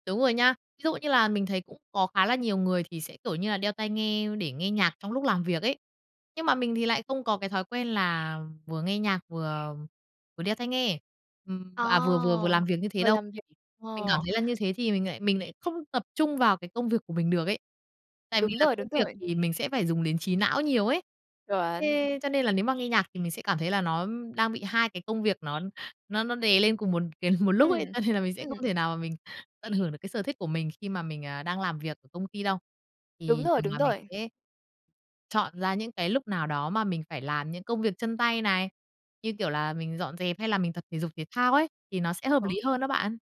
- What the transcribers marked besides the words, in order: other background noise; laughing while speaking: "một"; laughing while speaking: "Cho nên là"
- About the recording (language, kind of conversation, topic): Vietnamese, podcast, Bạn làm gì để dễ vào trạng thái tập trung cao độ khi theo đuổi sở thích?